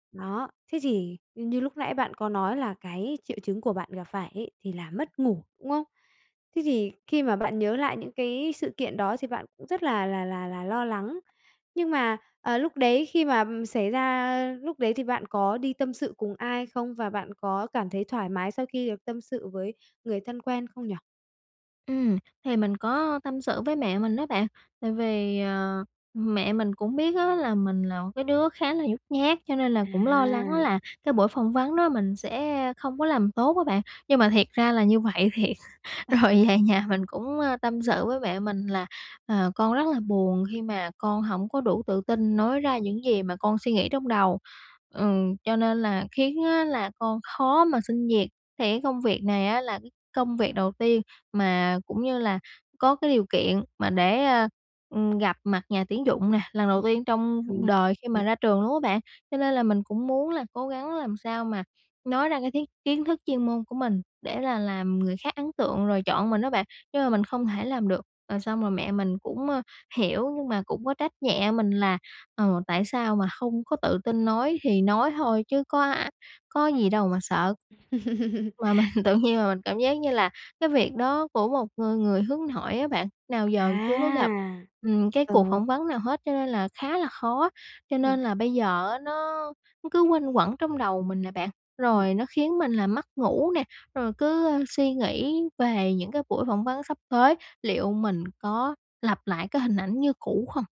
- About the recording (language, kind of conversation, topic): Vietnamese, advice, Làm thế nào để giảm lo lắng trước cuộc phỏng vấn hoặc một sự kiện quan trọng?
- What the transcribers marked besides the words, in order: tapping; other background noise; laughing while speaking: "Rồi về nhà"; chuckle; laughing while speaking: "Mà mình"